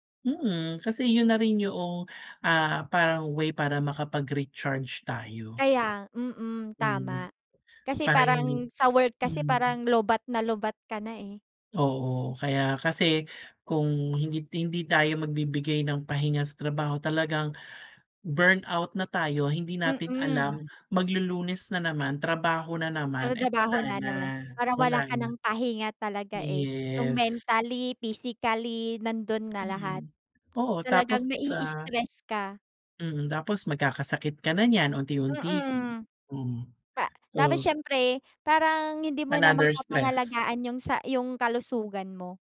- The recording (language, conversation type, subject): Filipino, unstructured, Paano mo hinaharap ang stress sa araw-araw at ano ang ginagawa mo para mapanatili ang magandang pakiramdam?
- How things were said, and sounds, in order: fan; other background noise; tapping